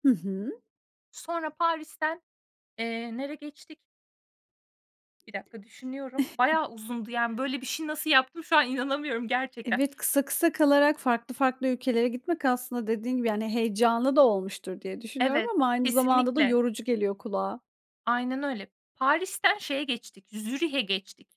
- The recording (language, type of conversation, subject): Turkish, podcast, Az bir bütçeyle unutulmaz bir gezi yaptın mı, nasıl geçti?
- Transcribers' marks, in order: tapping; chuckle